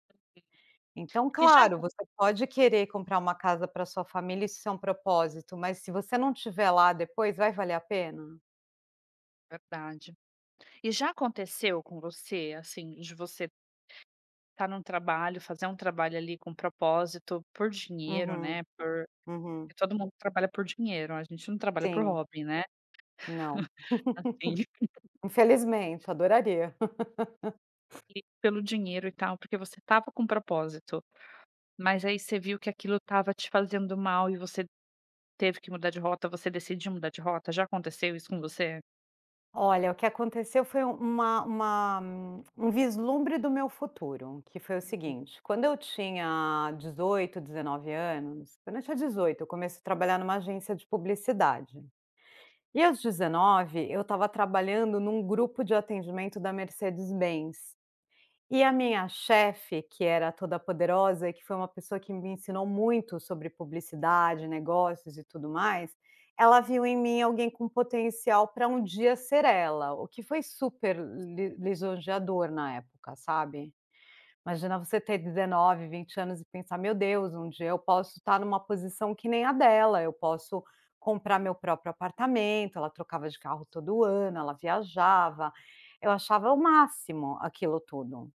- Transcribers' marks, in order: other background noise; laugh; laugh; tapping
- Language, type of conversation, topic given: Portuguese, podcast, Como você concilia trabalho e propósito?